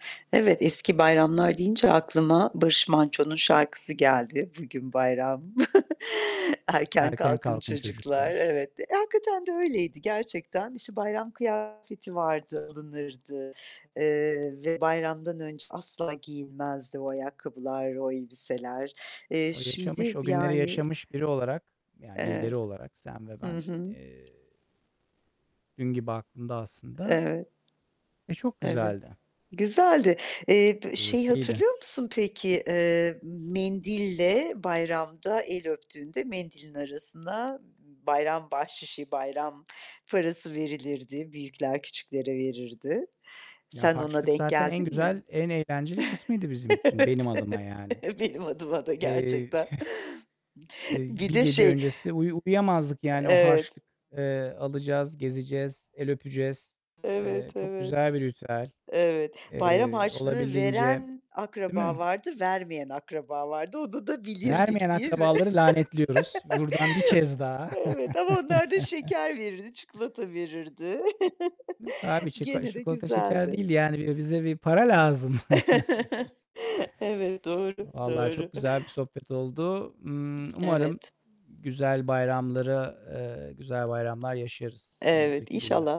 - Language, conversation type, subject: Turkish, unstructured, Sizce bayramlar aile bağlarını nasıl etkiliyor?
- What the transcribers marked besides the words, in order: distorted speech; tapping; chuckle; other background noise; static; chuckle; laughing while speaking: "Evet. Benim adıma da gerçekten"; chuckle; mechanical hum; chuckle; chuckle; chuckle; chuckle